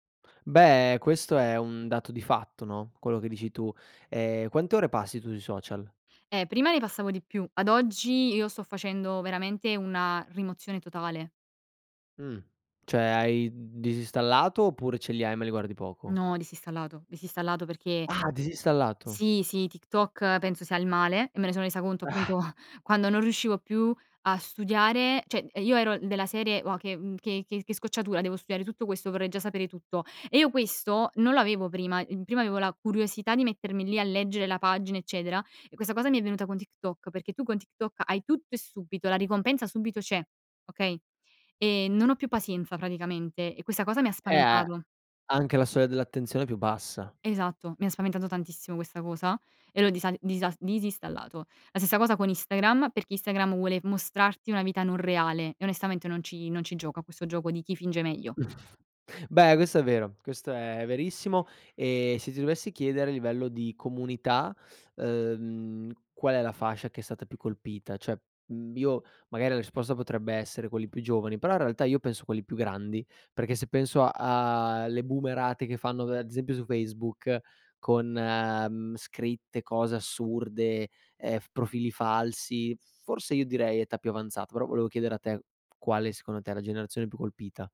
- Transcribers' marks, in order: laughing while speaking: "appunto"; chuckle; chuckle; "Cioè" said as "ceh"; in English: "boomerate"
- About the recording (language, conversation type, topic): Italian, podcast, Che ruolo hanno i social media nella visibilità della tua comunità?